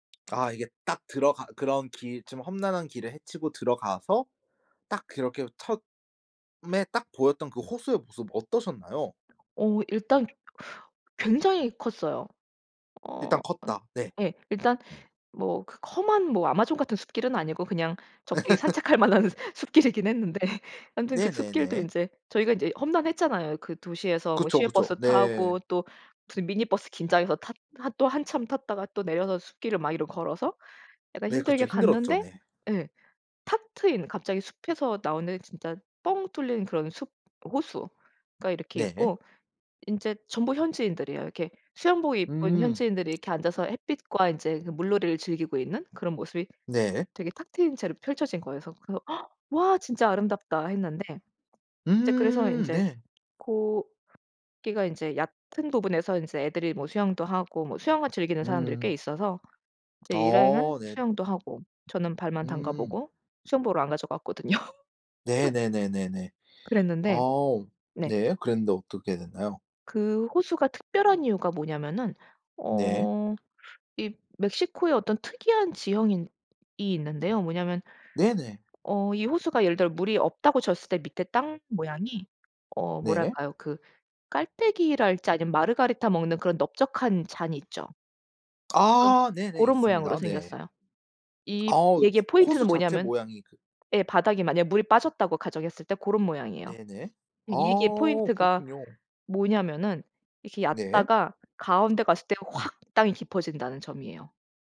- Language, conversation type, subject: Korean, podcast, 관광지에서 우연히 만난 사람이 알려준 숨은 명소가 있나요?
- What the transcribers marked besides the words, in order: tapping; laughing while speaking: "산책할 만한 숲길이긴 했는데"; laugh; other background noise; laughing while speaking: "가져갔거든요"; laugh; in English: "마르가리타"